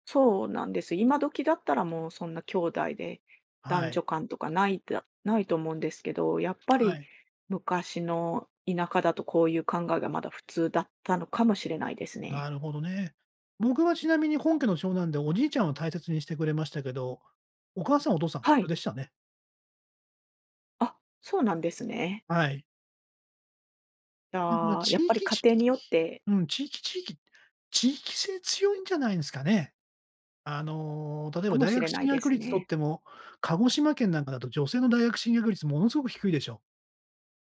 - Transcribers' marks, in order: tapping
- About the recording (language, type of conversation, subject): Japanese, podcast, 子どもの頃、家の雰囲気はどんな感じでしたか？